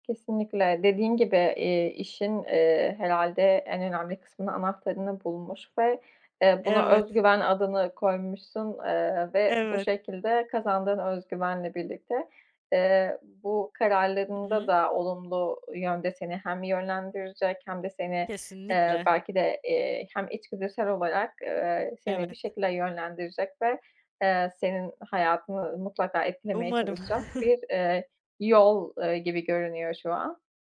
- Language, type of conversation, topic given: Turkish, podcast, Bir başarısızlıktan sonra nasıl toparlandığını paylaşır mısın?
- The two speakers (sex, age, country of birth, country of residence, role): female, 20-24, Turkey, France, guest; female, 25-29, Turkey, Hungary, host
- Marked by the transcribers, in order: chuckle